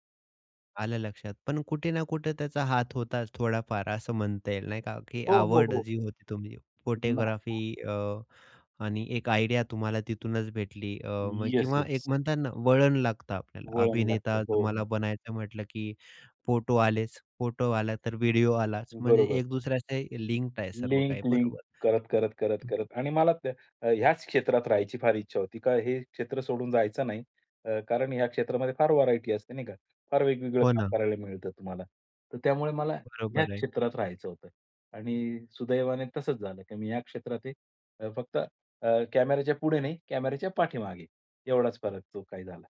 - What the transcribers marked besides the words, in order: other noise; unintelligible speech; other background noise; in English: "व्हरायटी"
- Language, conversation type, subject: Marathi, podcast, तू पूर्वी आवडलेला छंद पुन्हा कसा सुरू करशील?